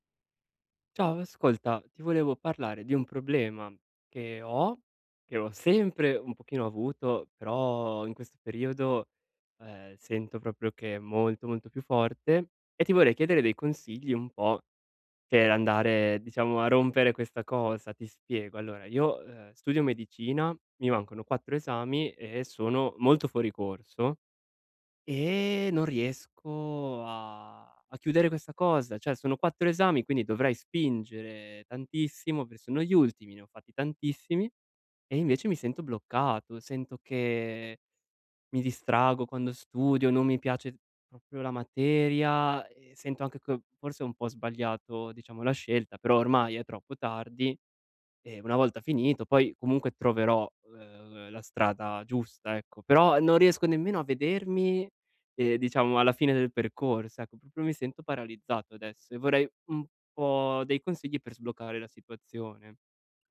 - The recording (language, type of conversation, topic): Italian, advice, Come posso mantenere un ritmo produttivo e restare motivato?
- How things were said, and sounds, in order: "Cioè" said as "ceh"; "distraggo" said as "distrago"; "proprio" said as "popio"; "proprio" said as "propio"